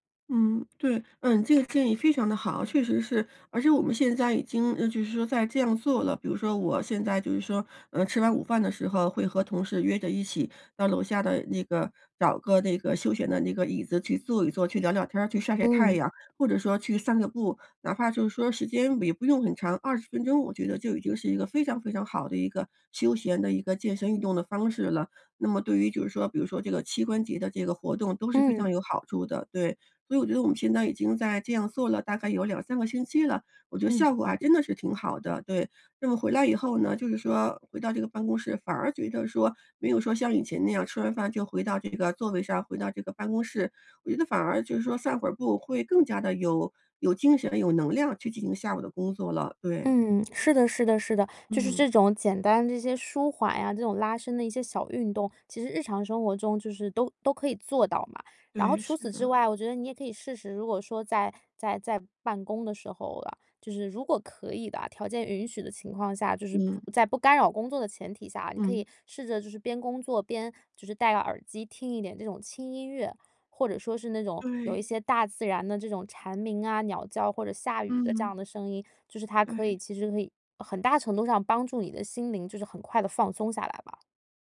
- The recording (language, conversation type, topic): Chinese, advice, 我怎样才能马上减轻身体的紧张感？
- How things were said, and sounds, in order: other background noise; "膝关节" said as "七关节"